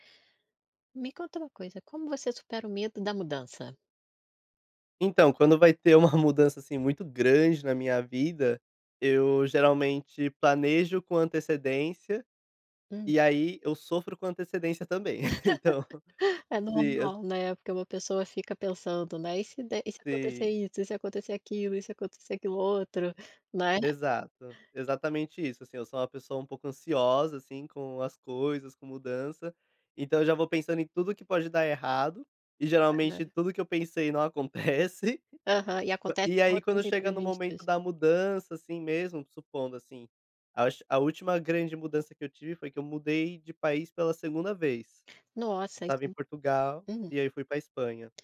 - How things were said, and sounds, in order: laughing while speaking: "uma mudança"; chuckle; laughing while speaking: "então"; tapping; laughing while speaking: "não acontece"
- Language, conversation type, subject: Portuguese, podcast, Como você supera o medo da mudança?